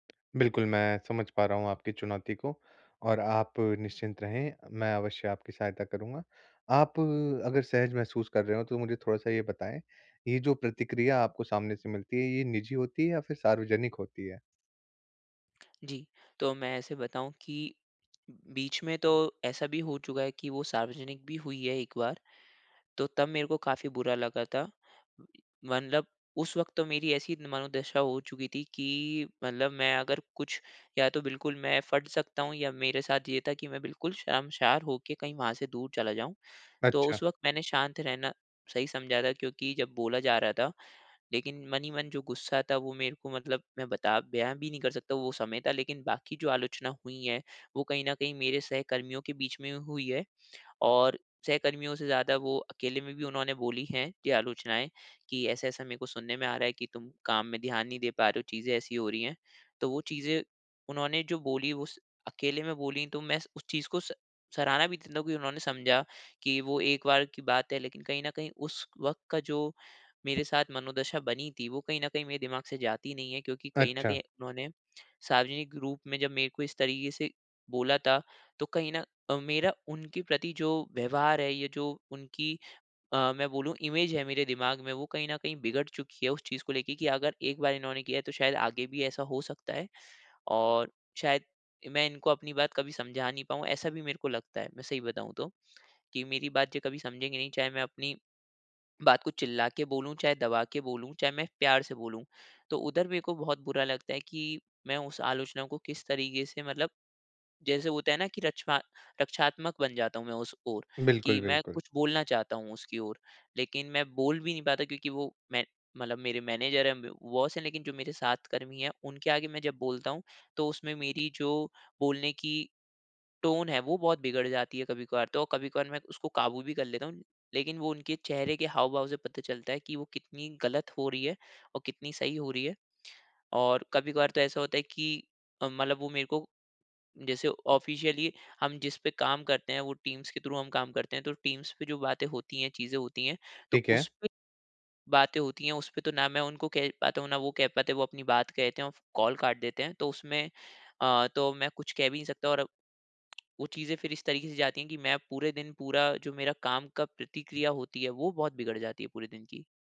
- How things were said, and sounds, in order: tapping; in English: "इमेज़"; in English: "मैनेज़र"; in English: "बॉस"; in English: "टोन"; in English: "ऑफ़िशियली"; in English: "टीम्स"; in English: "थ्रू"; in English: "टीम्स"
- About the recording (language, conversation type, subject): Hindi, advice, मैं आलोचना के दौरान शांत रहकर उससे कैसे सीख सकता/सकती हूँ और आगे कैसे बढ़ सकता/सकती हूँ?